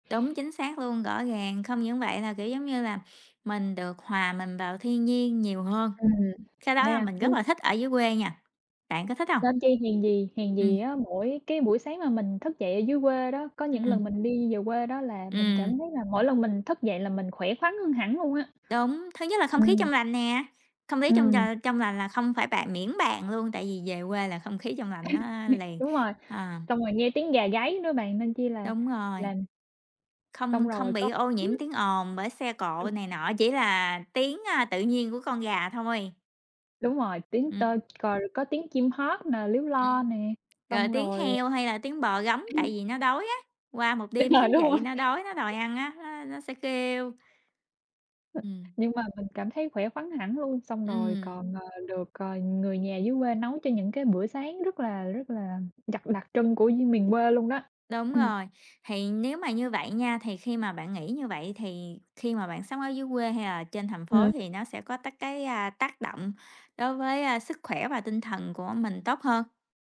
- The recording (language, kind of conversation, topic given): Vietnamese, unstructured, Bạn thích sống ở thành phố lớn hay ở thị trấn nhỏ hơn?
- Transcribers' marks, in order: tapping; other background noise; laugh; unintelligible speech; unintelligible speech; laughing while speaking: "Đúng hông?"